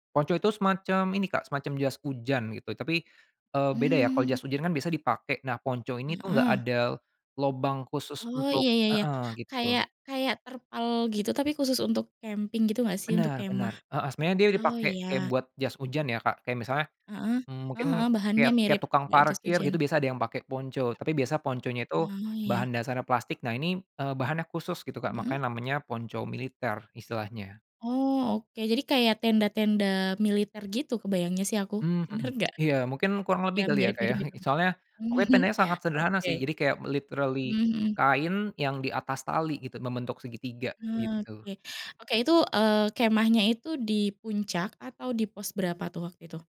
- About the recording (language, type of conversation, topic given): Indonesian, podcast, Apa pengalaman petualangan alam yang paling berkesan buat kamu?
- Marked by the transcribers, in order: chuckle; in English: "literally"